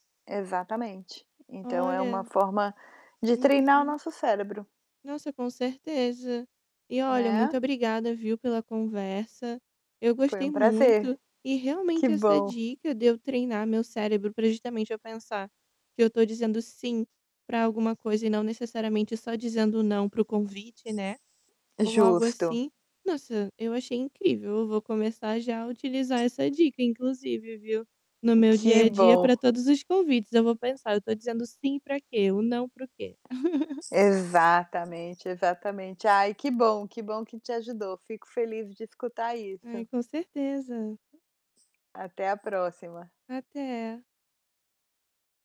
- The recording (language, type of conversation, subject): Portuguese, advice, Como posso aprender a dizer não com assertividade sem me sentir culpado?
- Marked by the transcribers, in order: static; distorted speech; other background noise; tapping; chuckle